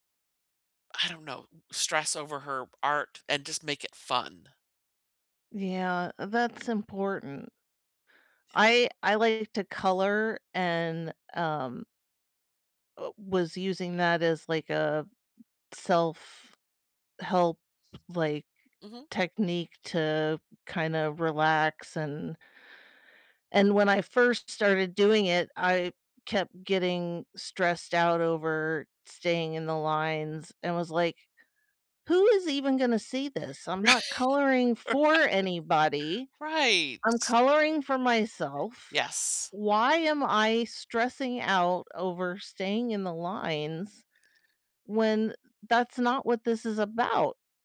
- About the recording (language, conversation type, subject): English, unstructured, What is a kind thing someone has done for you recently?
- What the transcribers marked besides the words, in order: tapping; laugh; laughing while speaking: "Right, right"; stressed: "for"